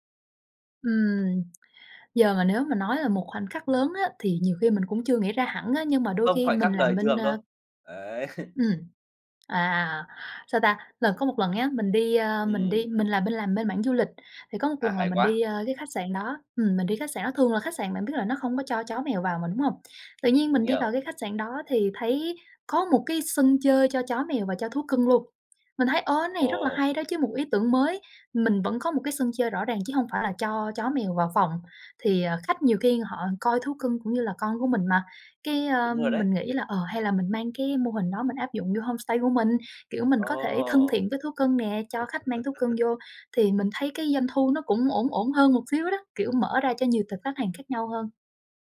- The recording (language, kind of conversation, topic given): Vietnamese, podcast, Bạn tận dụng cuộc sống hằng ngày để lấy cảm hứng như thế nào?
- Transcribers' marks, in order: laughing while speaking: "Đấy!"; tapping; laugh